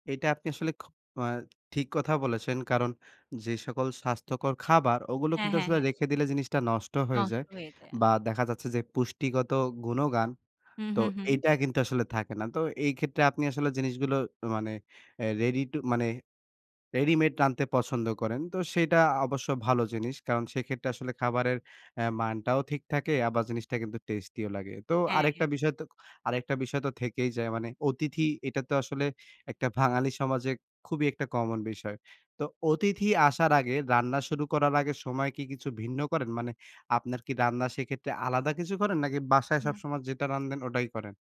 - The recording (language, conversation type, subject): Bengali, podcast, রান্না শুরু করার আগে আপনার কি কোনো বিশেষ রীতি আছে?
- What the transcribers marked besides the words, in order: "গুণাগুণ" said as "গুণগান"; "বাঙালি" said as "ভাঙালি"